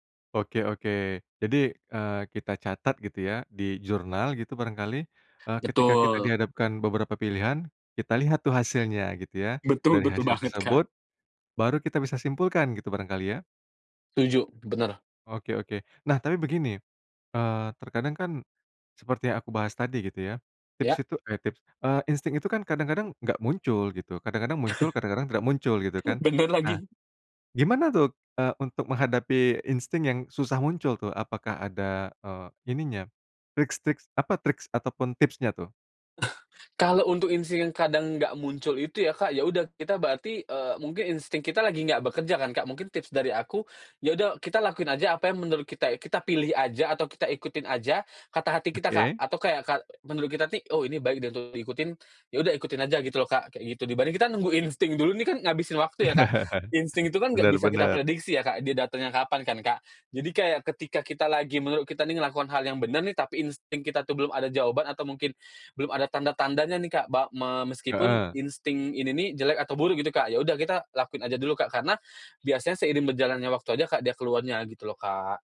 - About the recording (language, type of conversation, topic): Indonesian, podcast, Apa tips sederhana agar kita lebih peka terhadap insting sendiri?
- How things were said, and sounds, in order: laughing while speaking: "Betul betul banget, Kak"; other background noise; chuckle; tapping; in English: "tricks-tricks"; in English: "tricks"; chuckle; "nih" said as "tih"; chuckle; "ngelakukan" said as "ngelakuan"